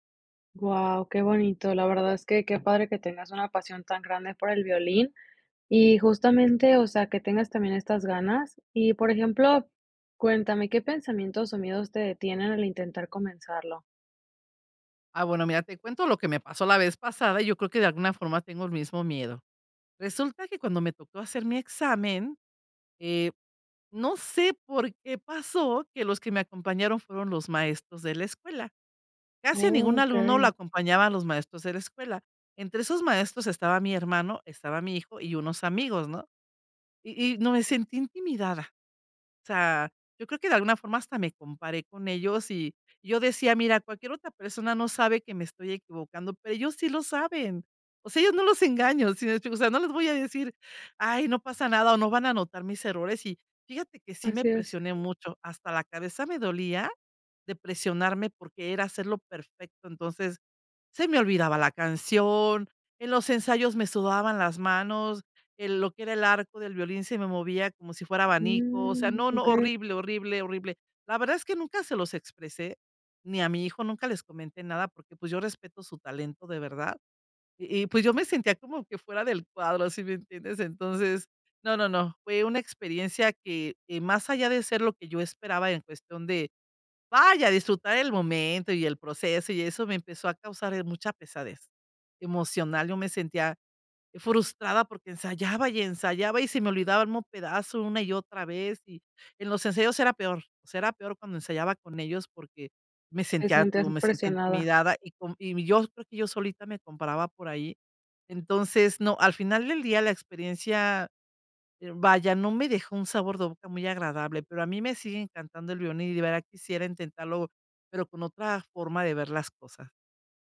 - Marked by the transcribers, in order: none
- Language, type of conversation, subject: Spanish, advice, ¿Cómo hace que el perfeccionismo te impida empezar un proyecto creativo?